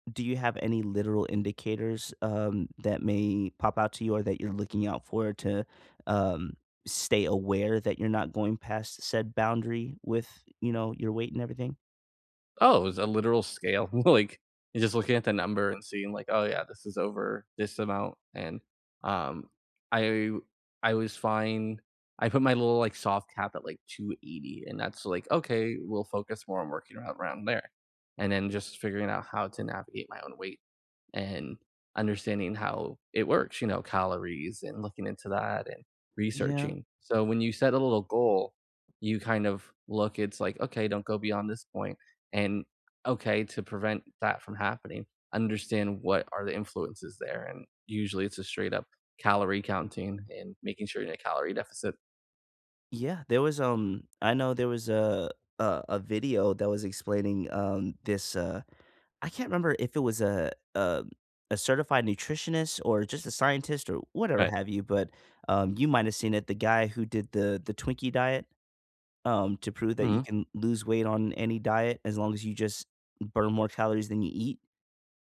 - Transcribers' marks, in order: laughing while speaking: "Like"; other background noise; tapping
- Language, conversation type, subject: English, unstructured, What small step can you take today toward your goal?